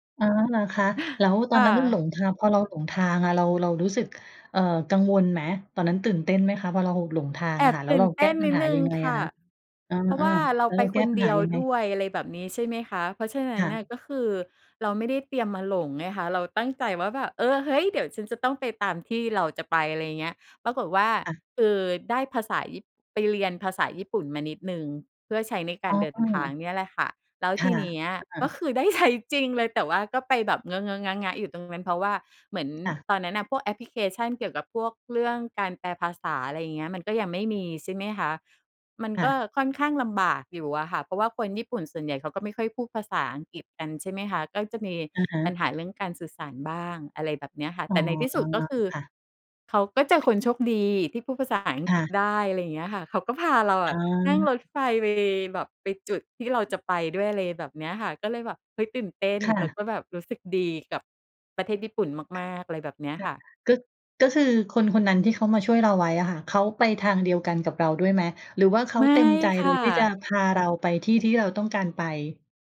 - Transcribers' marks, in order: other background noise; laughing while speaking: "ใช้"
- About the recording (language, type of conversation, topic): Thai, podcast, คุณควรเริ่มวางแผนทริปเที่ยวคนเดียวยังไงก่อนออกเดินทางจริง?